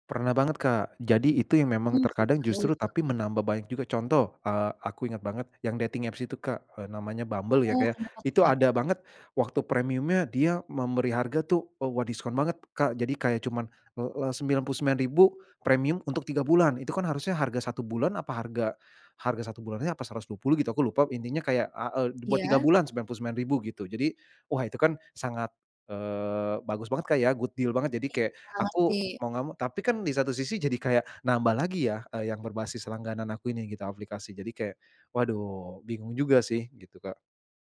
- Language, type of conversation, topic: Indonesian, advice, Bagaimana cara menentukan apakah saya perlu menghentikan langganan berulang yang menumpuk tanpa disadari?
- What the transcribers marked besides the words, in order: in English: "dating apps"; tapping; in English: "good deal"